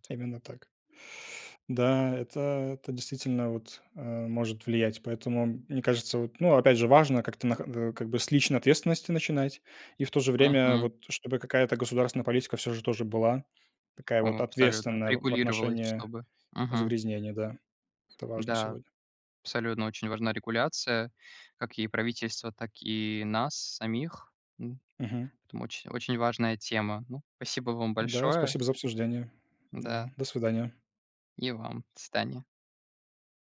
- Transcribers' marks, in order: tapping; other background noise; "До свидания" said as "дсдания"
- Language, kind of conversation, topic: Russian, unstructured, Что вызывает у вас отвращение в загрязнённом городе?